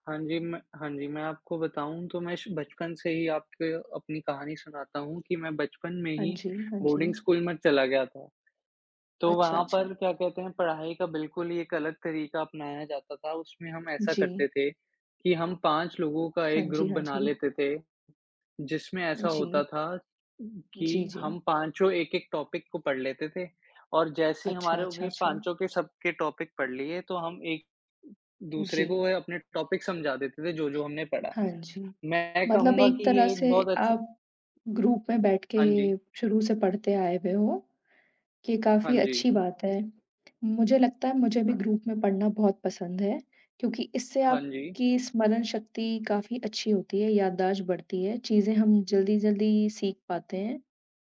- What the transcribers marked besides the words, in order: tapping; in English: "ग्रुप"; in English: "टॉपिक"; in English: "टॉपिक"; in English: "टॉपिक"; in English: "ग्रुप"; in English: "ग्रुप"
- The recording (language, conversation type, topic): Hindi, unstructured, कौन-सा अध्ययन तरीका आपके लिए सबसे ज़्यादा मददगार होता है?